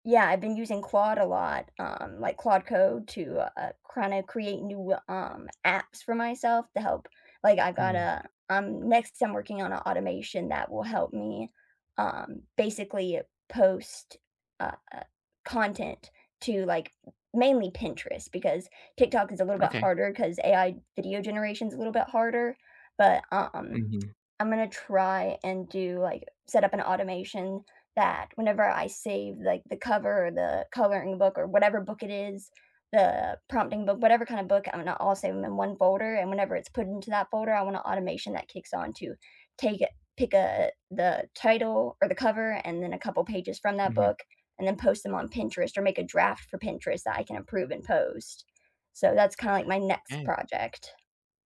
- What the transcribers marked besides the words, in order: tapping
- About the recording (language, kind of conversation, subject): English, unstructured, What are you excited to learn this year, and what is the first small step you will take?
- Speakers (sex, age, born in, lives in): female, 25-29, United States, United States; male, 25-29, United States, United States